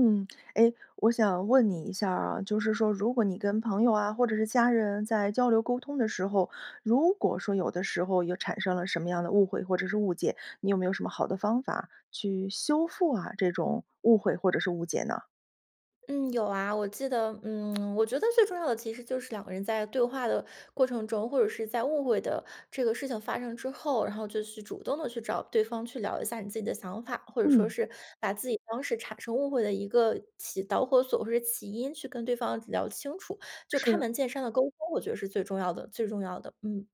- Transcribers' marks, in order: other background noise
- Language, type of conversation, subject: Chinese, podcast, 你会怎么修复沟通中的误解？